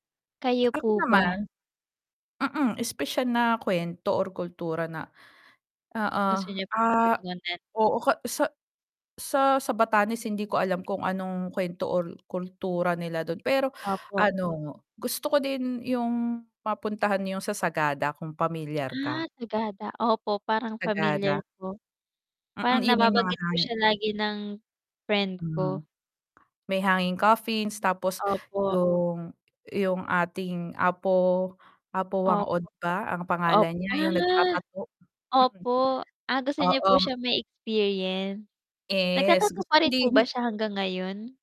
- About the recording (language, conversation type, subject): Filipino, unstructured, Ano ang unang lugar na gusto mong bisitahin sa Pilipinas?
- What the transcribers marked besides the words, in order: static; distorted speech; tapping; drawn out: "Ah"